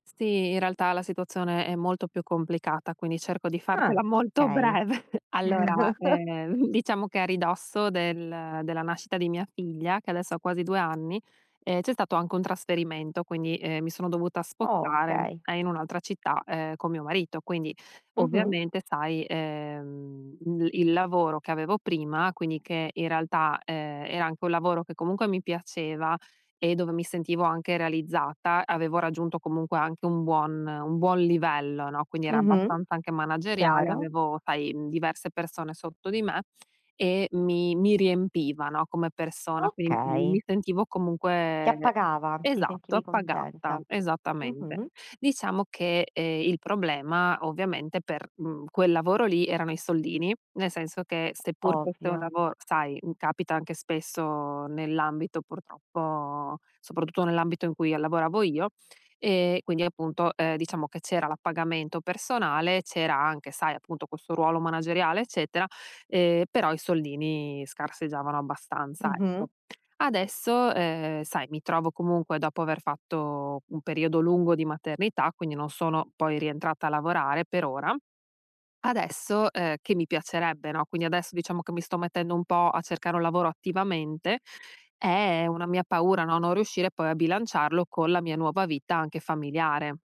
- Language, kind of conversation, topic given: Italian, advice, Come posso bilanciare la mia ambizione con la necessità di essere flessibile nei miei obiettivi?
- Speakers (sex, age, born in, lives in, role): female, 30-34, Italy, Italy, advisor; female, 35-39, Italy, United States, user
- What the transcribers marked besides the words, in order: other background noise; laughing while speaking: "molto breve"; tapping; chuckle; in English: "spottare"